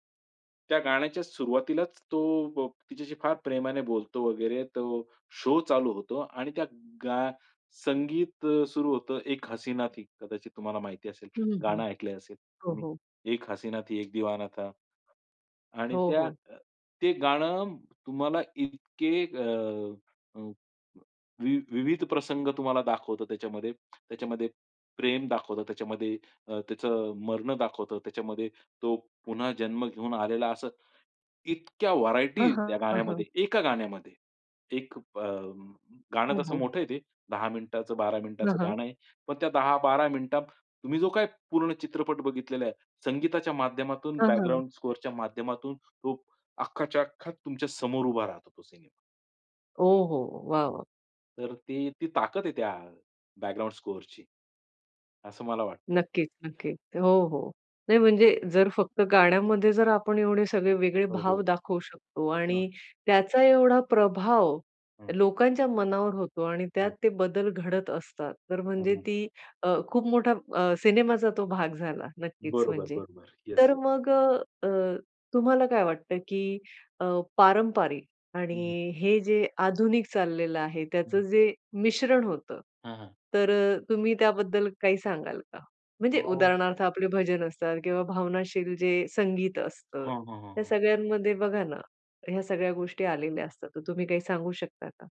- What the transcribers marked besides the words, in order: in English: "शो"; in Hindi: "एक हसीना थी"; other background noise; in Hindi: "एक हसीना थी, एक दीवाना था"; tapping
- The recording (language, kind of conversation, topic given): Marathi, podcast, सिनेमात संगीतामुळे भावनांना कशी उर्जा मिळते?